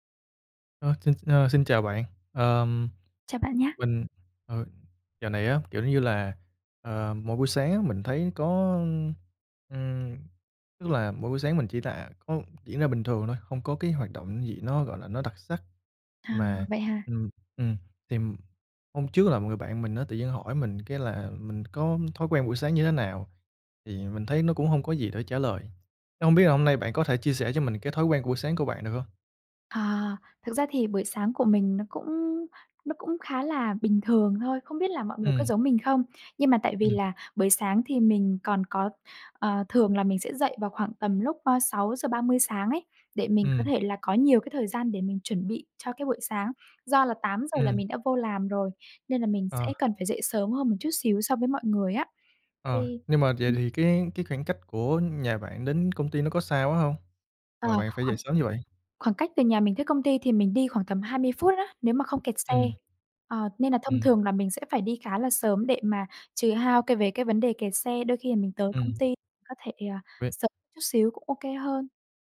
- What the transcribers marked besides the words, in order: other background noise; tapping
- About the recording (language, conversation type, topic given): Vietnamese, podcast, Bạn có những thói quen buổi sáng nào?